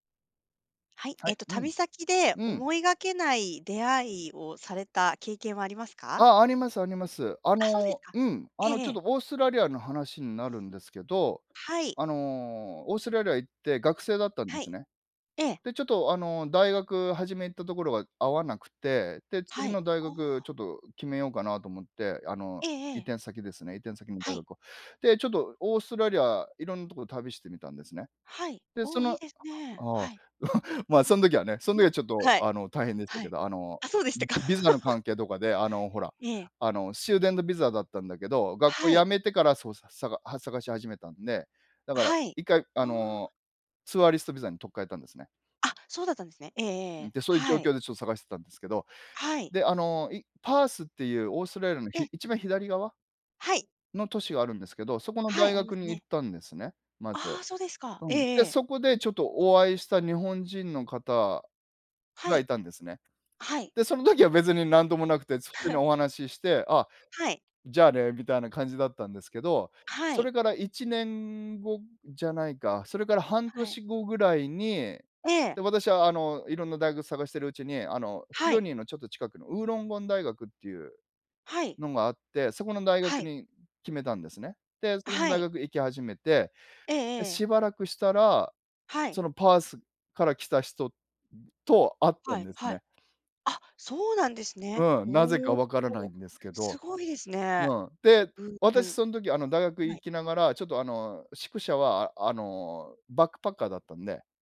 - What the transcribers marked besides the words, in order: other background noise; chuckle; laugh; chuckle
- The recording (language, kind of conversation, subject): Japanese, unstructured, 旅行先で思いがけない出会いをしたことはありますか？